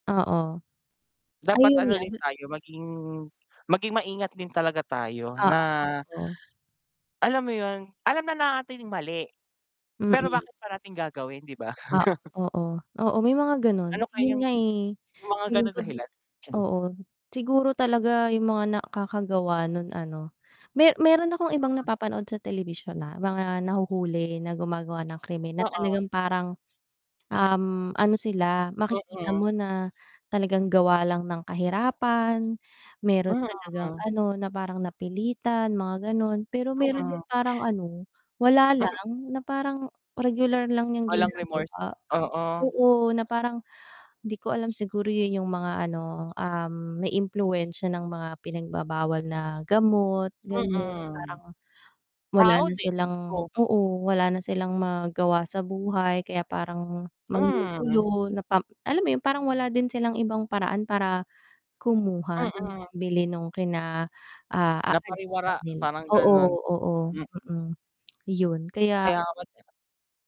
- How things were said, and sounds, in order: static; distorted speech; chuckle; tapping; unintelligible speech; in English: "remorse?"; lip smack
- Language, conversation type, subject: Filipino, unstructured, Paano mo tinitingnan ang pagtaas ng krimen sa mga lungsod?